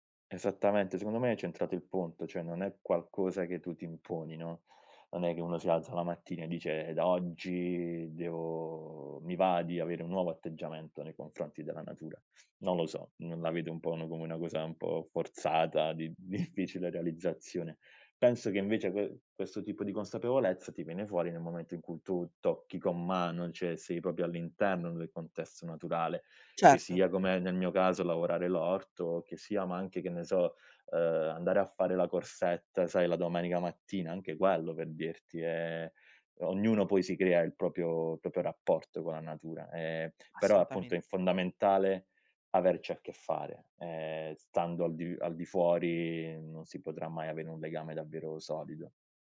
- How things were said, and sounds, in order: "cioè" said as "ceh"; laughing while speaking: "difficile"; "cioè" said as "ceh"; "proprio" said as "propio"; tapping; "proprio-" said as "propio"; "proprio" said as "propio"
- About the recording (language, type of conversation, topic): Italian, podcast, Qual è un'esperienza nella natura che ti ha fatto cambiare prospettiva?